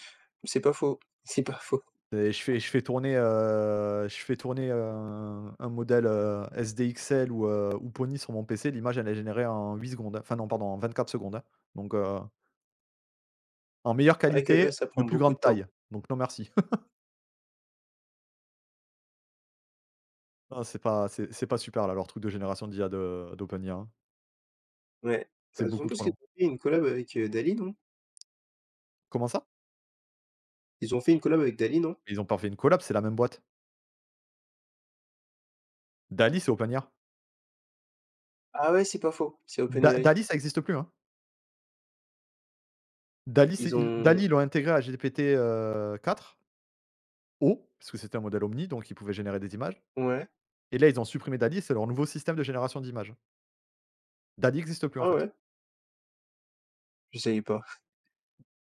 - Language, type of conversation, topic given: French, unstructured, Comment la technologie change-t-elle notre façon d’apprendre aujourd’hui ?
- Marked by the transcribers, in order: tapping; other noise; drawn out: "heu"; chuckle; chuckle